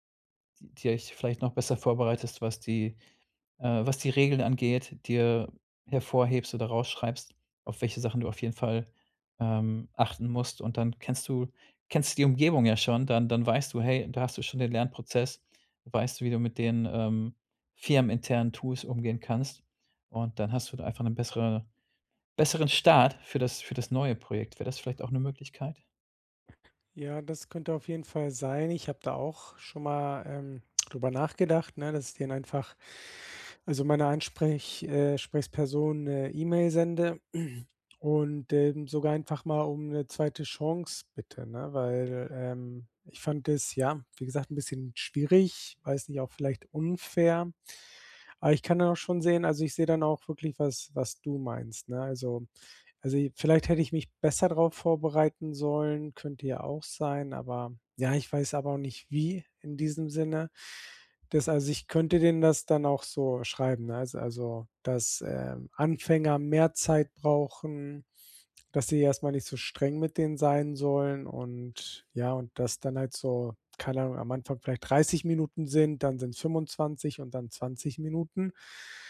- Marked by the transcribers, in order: throat clearing
- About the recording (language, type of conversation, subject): German, advice, Wie kann ich einen Fehler als Lernchance nutzen, ohne zu verzweifeln?